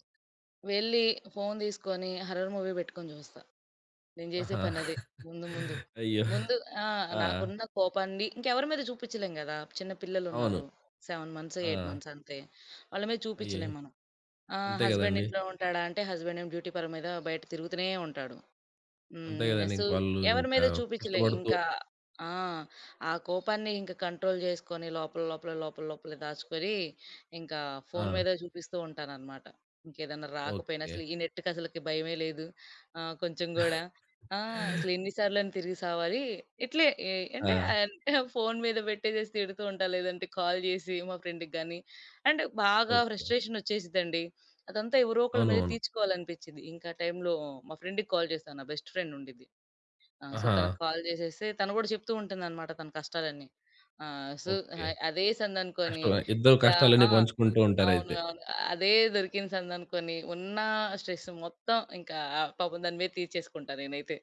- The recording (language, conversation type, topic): Telugu, podcast, కోపం వచ్చినప్పుడు మీరు ఎలా నియంత్రించుకుంటారు?
- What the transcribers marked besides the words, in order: other background noise; in English: "హర్రర్ మూవీ"; chuckle; in English: "సెవెన్ మంత్స్, ఎయిట్ మంత్స్"; in English: "హస్బెండ్"; in English: "డ్యూటీ"; in English: "కంట్రోల్"; in English: "నెట్‌కి"; chuckle; chuckle; in English: "కాల్"; in English: "ఫ్రెండ్‌కి"; in English: "అండ్"; in English: "ఫ్రెండ్‌కి కాల్"; in English: "బెస్ట్ ఫ్రెండ్"; in English: "సో"; in English: "కాల్"; in English: "స్ట్రెస్"